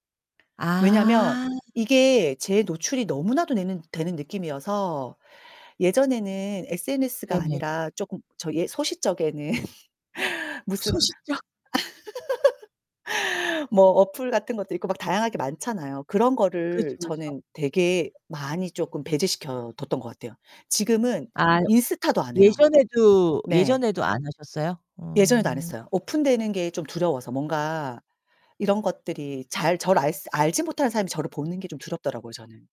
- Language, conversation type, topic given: Korean, unstructured, 개인정보가 유출된 적이 있나요, 그리고 그때 어떻게 대응하셨나요?
- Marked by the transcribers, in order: drawn out: "아"; anticipating: "아"; laughing while speaking: "소싯적에는"; laugh; laughing while speaking: "소싯적"; laugh; unintelligible speech; drawn out: "음"